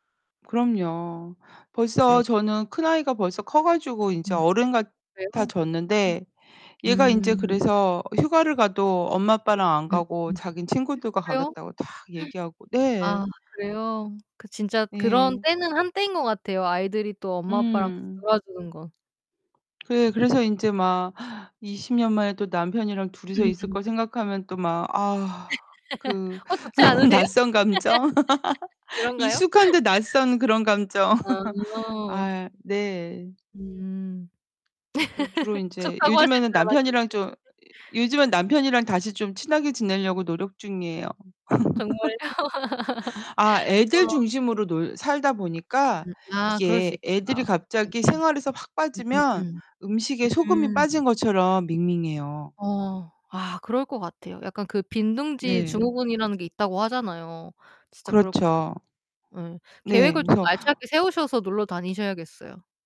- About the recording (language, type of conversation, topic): Korean, unstructured, 주말에는 보통 어떻게 시간을 보내세요?
- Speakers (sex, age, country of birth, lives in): female, 30-34, South Korea, South Korea; female, 50-54, South Korea, Italy
- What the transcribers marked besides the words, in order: tapping; distorted speech; other background noise; gasp; laugh; laugh; laugh; laugh; laughing while speaking: "정말요?"; laugh